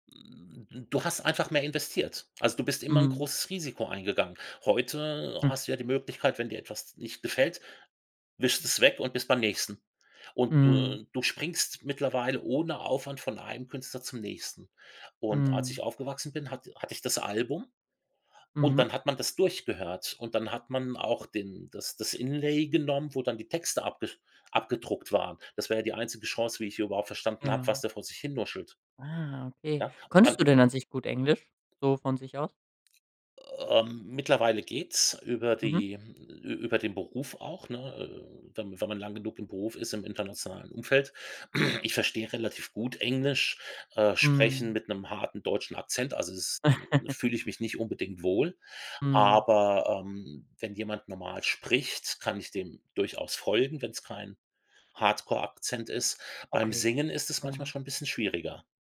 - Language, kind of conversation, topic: German, podcast, Welches Album würdest du auf eine einsame Insel mitnehmen?
- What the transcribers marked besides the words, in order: snort; other noise; throat clearing; chuckle